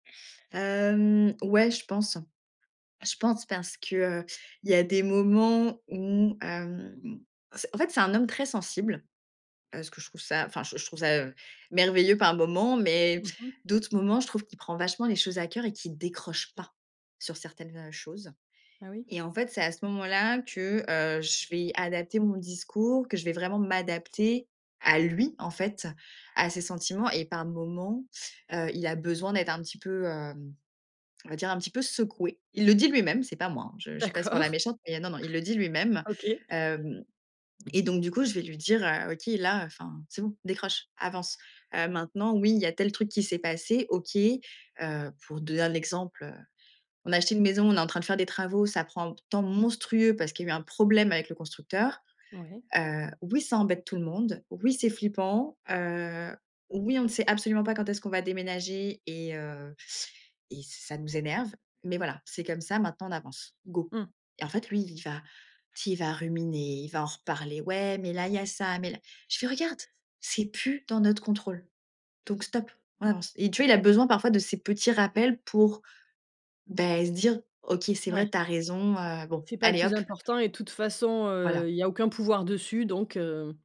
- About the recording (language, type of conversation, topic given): French, podcast, Qu’est-ce qui, selon toi, fait durer un couple ?
- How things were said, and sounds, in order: stressed: "pas"; stressed: "lui"; laughing while speaking: "D'accord"; stressed: "monstrueux"